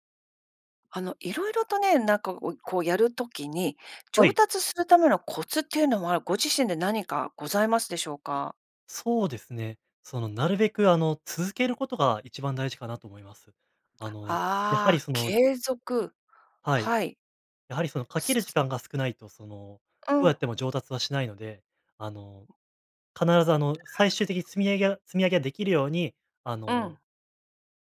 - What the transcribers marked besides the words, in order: other noise; unintelligible speech
- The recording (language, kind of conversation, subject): Japanese, podcast, 上達するためのコツは何ですか？